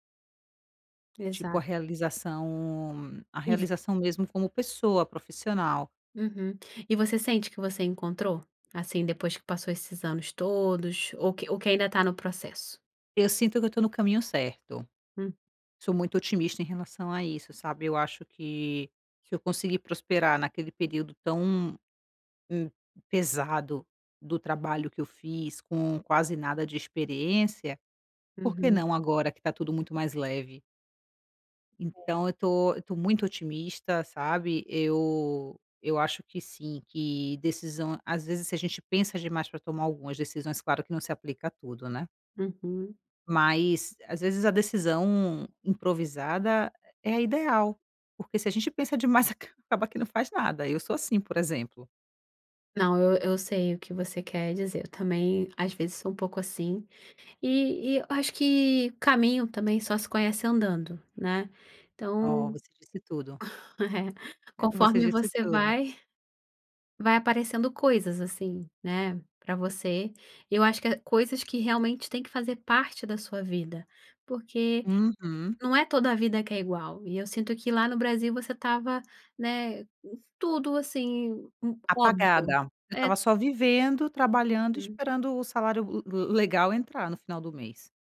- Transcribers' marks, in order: laughing while speaking: "acaba"; tapping; laugh
- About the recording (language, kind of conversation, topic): Portuguese, podcast, Você já tomou alguma decisão improvisada que acabou sendo ótima?